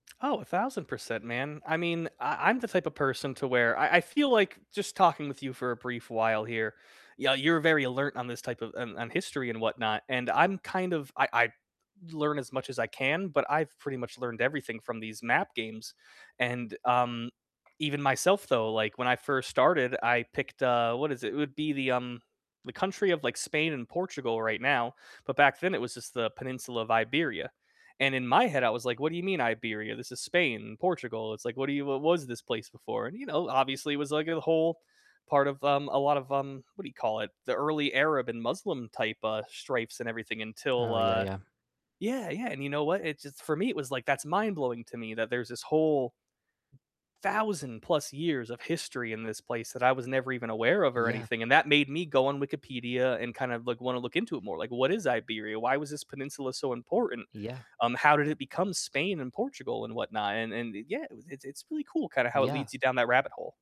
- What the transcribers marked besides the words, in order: other background noise; tapping; distorted speech
- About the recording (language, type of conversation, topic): English, unstructured, Which area of science or history are you most interested in these days, and what drew you to it?